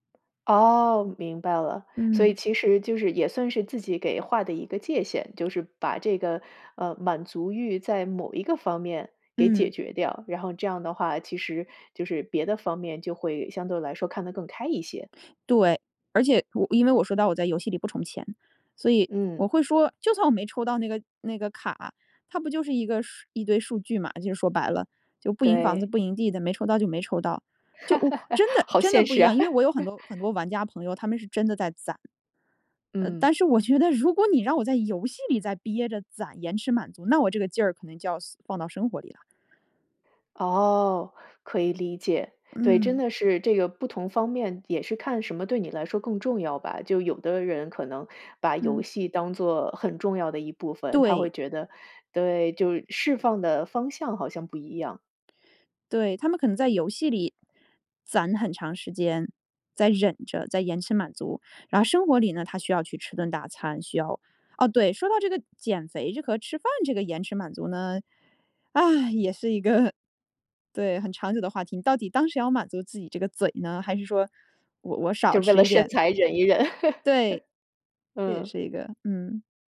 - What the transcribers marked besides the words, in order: laugh; laughing while speaking: "好现实啊"; laugh; laughing while speaking: "一个"; chuckle
- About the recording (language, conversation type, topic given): Chinese, podcast, 你怎样教自己延迟满足？